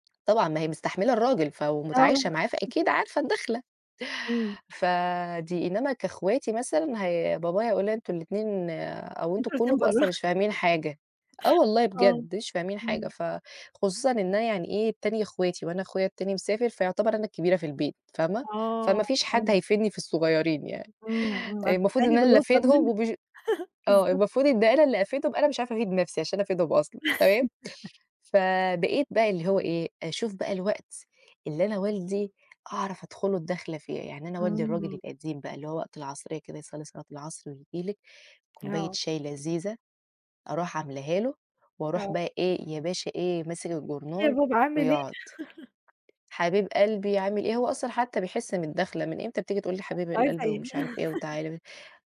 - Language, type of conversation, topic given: Arabic, unstructured, عمرك حسّيت بالغضب عشان حد رفض يسمعك؟
- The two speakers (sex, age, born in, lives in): female, 20-24, Egypt, Romania; female, 30-34, Egypt, Portugal
- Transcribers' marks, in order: laugh; tapping; laugh; laugh; laugh; laugh